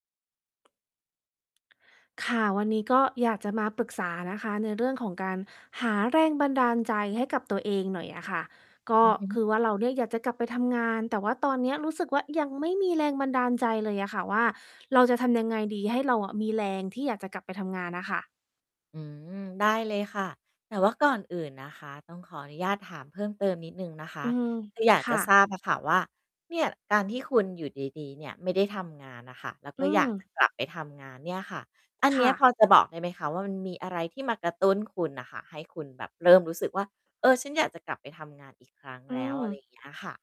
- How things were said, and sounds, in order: tapping; static
- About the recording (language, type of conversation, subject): Thai, advice, ฉันอยากหาแรงบันดาลใจแต่ไม่รู้ควรเริ่มจากตรงไหนดี?